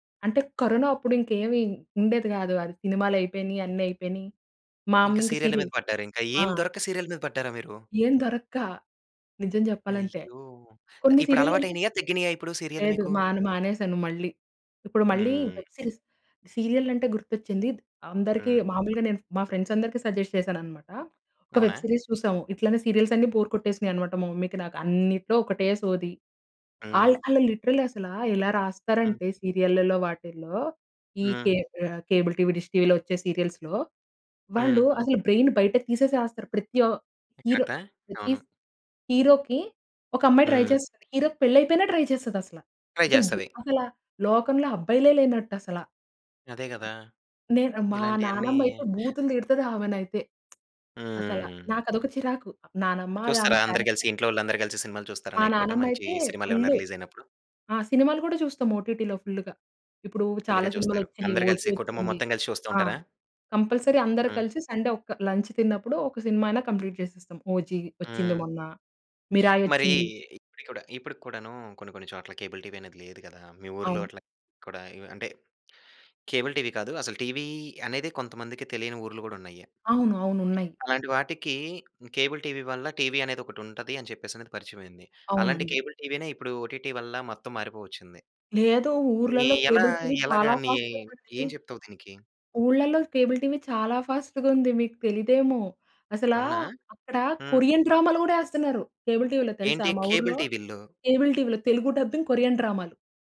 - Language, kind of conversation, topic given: Telugu, podcast, స్ట్రీమింగ్ సేవలు కేబుల్ టీవీకన్నా మీకు బాగా నచ్చేవి ఏవి, ఎందుకు?
- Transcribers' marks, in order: in English: "వెబ్ సిరీస్"; in English: "ఫ్రెండ్స్"; in English: "సజెస్ట్"; in English: "వెబ్ సిరీస్"; in English: "సీరియల్స్"; in English: "బోర్"; in English: "మమ్మీకి"; in English: "లిటరల్లీ"; in English: "కేబ్ కేబుల్ టీవీ, డిష్ టీవీలో"; in English: "సీరియల్స్‌లో"; in English: "బ్రెయిన్"; other background noise; in English: "హీరో"; in English: "స్ హీరోకి"; in English: "ట్రై"; in English: "హీరోకి"; in English: "ట్రై"; in English: "ట్రై"; tapping; in English: "క్యారెక్టర్"; in English: "నైట్"; in English: "రిలీజ్"; in English: "ఓటిటిలో"; in English: "ఫుల్‌గా"; in English: "కంపల్సరీ"; in English: "సండే"; in English: "లంచ్"; in English: "కంప్లీట్"; in English: "కేబుల్ టీవీ"; in English: "కేబుల్ టీవీ"; in English: "కేబుల్ టీవీ"; in English: "కేబుల్ టీవీనే"; in English: "ఓటిటి"; in English: "కేబుల్ టీవీ"; in English: "ఫాస్ట్‌గా"; in English: "కేబుల్ టీవీ"; in English: "ఫాస్ట్‌గా"; in English: "కొరియన్"; in English: "కేబుల్ టీవీలో"; in English: "కేబుల్ టీవీలో"; in English: "డబ్బింగ్ కొరియన్"